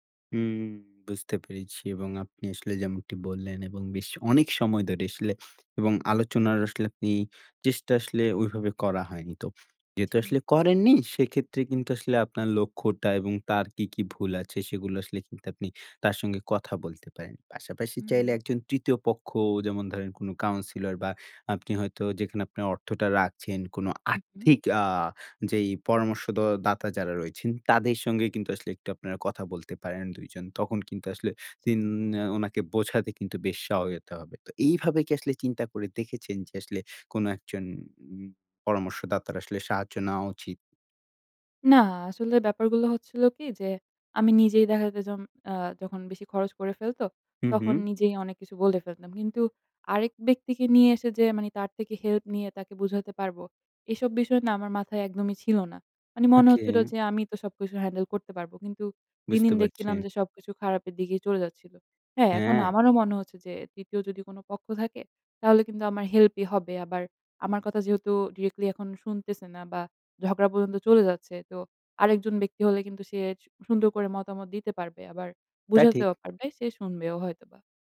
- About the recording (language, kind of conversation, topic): Bengali, advice, সঙ্গীর সঙ্গে টাকা খরচ করা নিয়ে মতবিরোধ হলে কীভাবে সমাধান করবেন?
- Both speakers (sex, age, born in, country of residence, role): female, 20-24, Bangladesh, Bangladesh, user; male, 20-24, Bangladesh, Bangladesh, advisor
- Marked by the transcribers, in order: tapping; unintelligible speech; "সহায়তা" said as "সঅয়তা"; other background noise